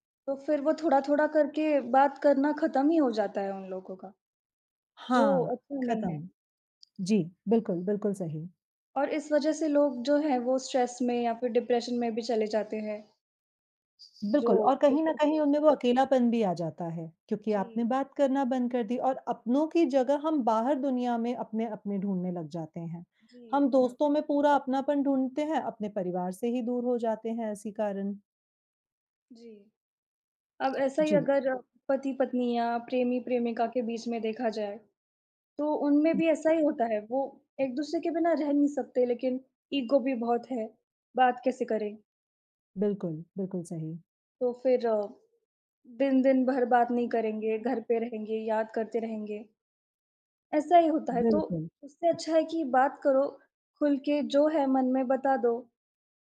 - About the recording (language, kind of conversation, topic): Hindi, unstructured, क्या झगड़े के बाद प्यार बढ़ सकता है, और आपका अनुभव क्या कहता है?
- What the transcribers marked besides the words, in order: other background noise; in English: "स्ट्रेस"; in English: "डिप्रेशन"; unintelligible speech; in English: "ईगो"; unintelligible speech